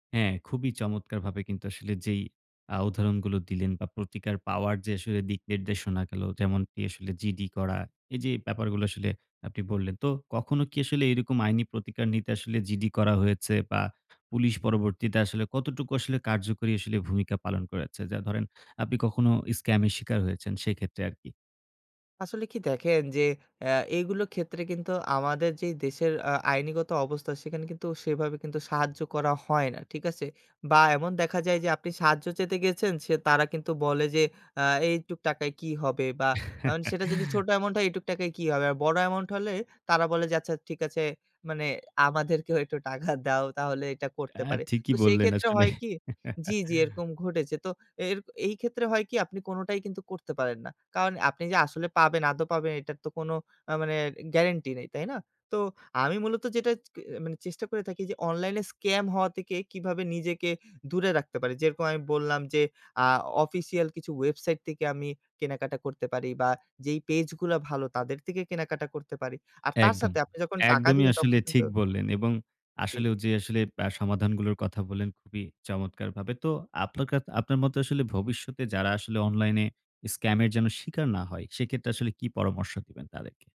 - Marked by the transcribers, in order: chuckle; horn; laughing while speaking: "টাকা দাও"; chuckle
- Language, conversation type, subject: Bengali, podcast, কোনো অনলাইন প্রতারণার মুখে পড়লে প্রথমে কী করবেন—কী পরামর্শ দেবেন?